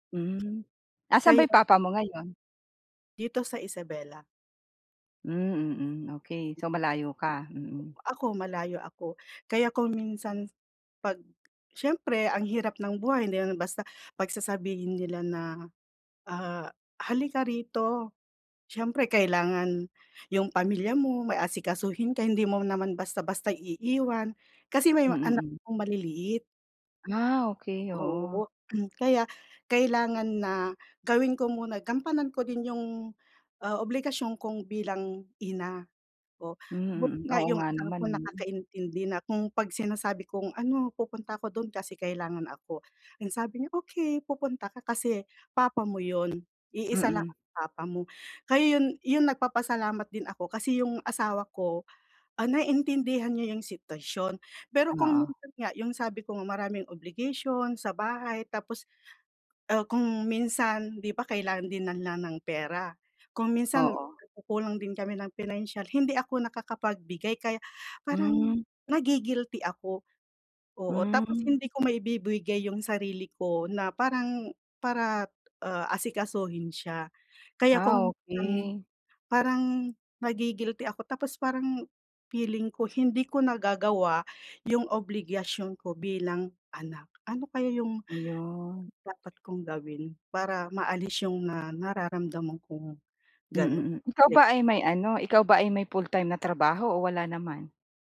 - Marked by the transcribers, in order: other background noise; tapping; throat clearing
- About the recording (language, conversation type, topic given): Filipino, advice, Paano ko mapapatawad ang sarili ko kahit may mga obligasyon ako sa pamilya?